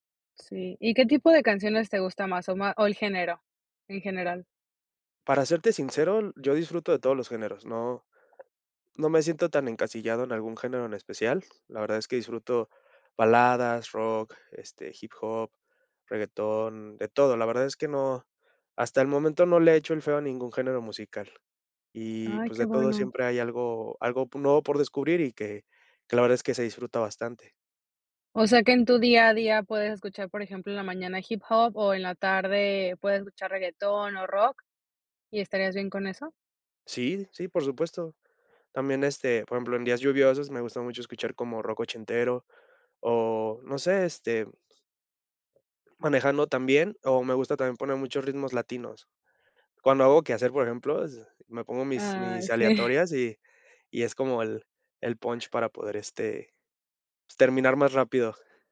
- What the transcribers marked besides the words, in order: tapping; other background noise; laughing while speaking: "sí"
- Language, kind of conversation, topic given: Spanish, podcast, ¿Cómo descubres música nueva hoy en día?